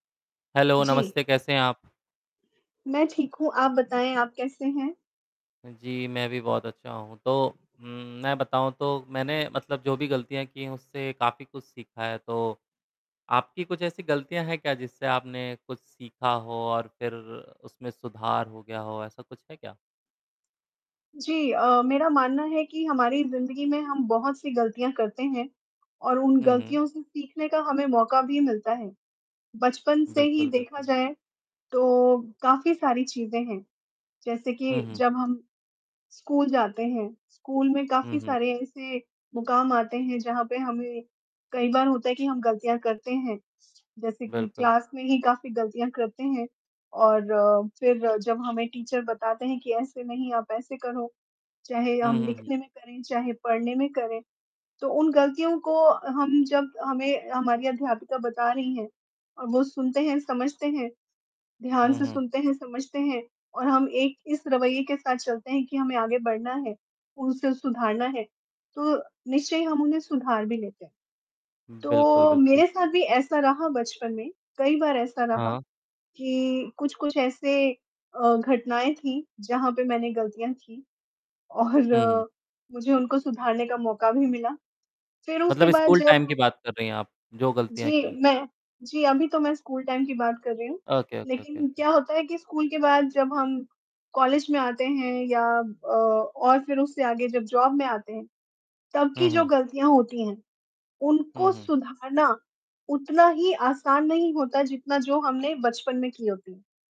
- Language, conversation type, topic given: Hindi, unstructured, क्या आपको लगता है कि गलतियों से सीखना ज़रूरी है?
- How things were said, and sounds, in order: in English: "हेलो"; static; in English: "टीचर"; laughing while speaking: "और"; in English: "टाइम"; in English: "टाइम"; in English: "ओके, ओके, ओके"; in English: "जॉब"